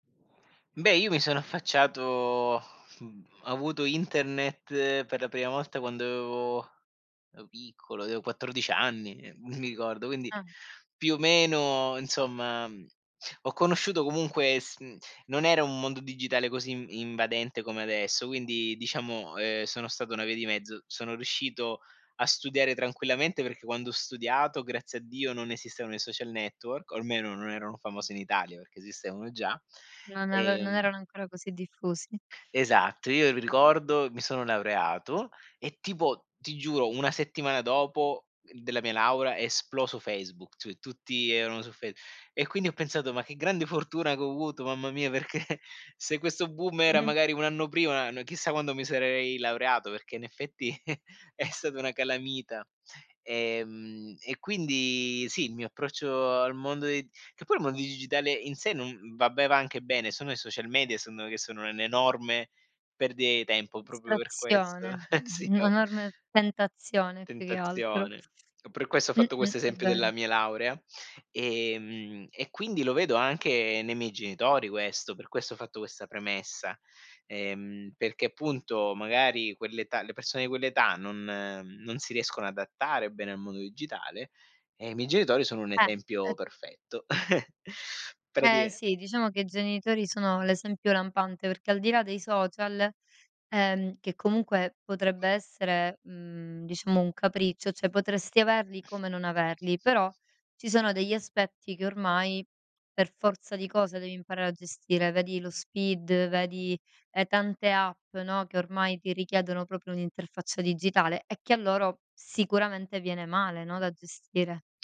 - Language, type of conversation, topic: Italian, podcast, Che consigli daresti a chi vuole adattarsi meglio al mondo digitale?
- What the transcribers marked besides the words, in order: unintelligible speech; laughing while speaking: "perché"; chuckle; unintelligible speech; laughing while speaking: "Eh sì, oh"; other background noise; chuckle; "cioè" said as "ceh"